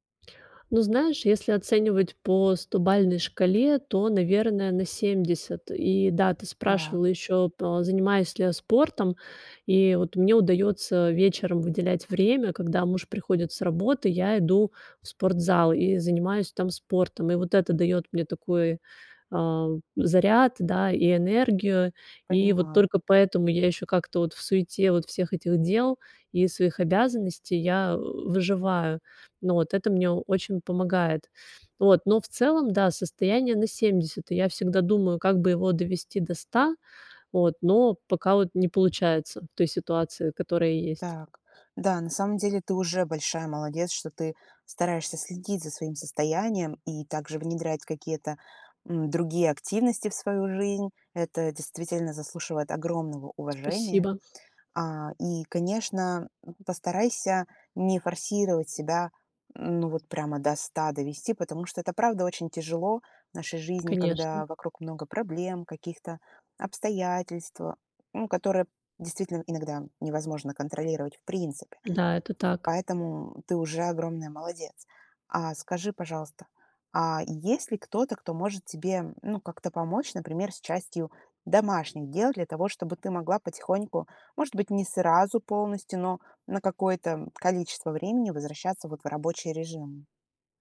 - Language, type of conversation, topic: Russian, advice, Как мне спланировать постепенное возвращение к своим обязанностям?
- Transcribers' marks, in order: tapping; other background noise; sniff